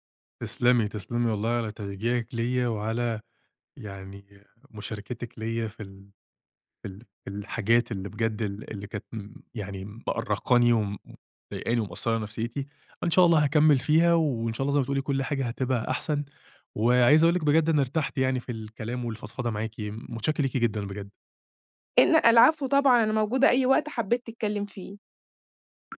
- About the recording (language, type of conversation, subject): Arabic, advice, إزاي أقدر ألتزم بروتين للاسترخاء قبل النوم؟
- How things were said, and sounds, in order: tapping